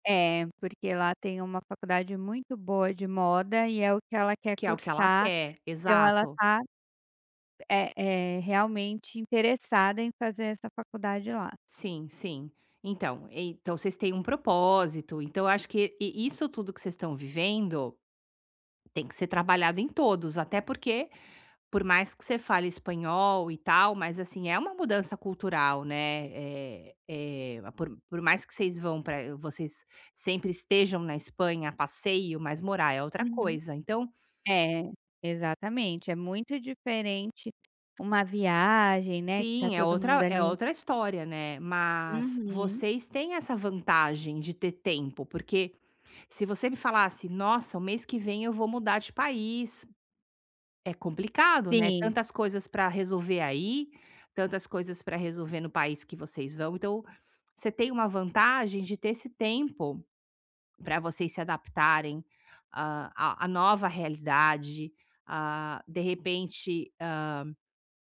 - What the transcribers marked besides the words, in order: other background noise; tapping
- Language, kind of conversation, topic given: Portuguese, advice, Como posso compreender melhor as nuances culturais e sociais ao me mudar para outro país?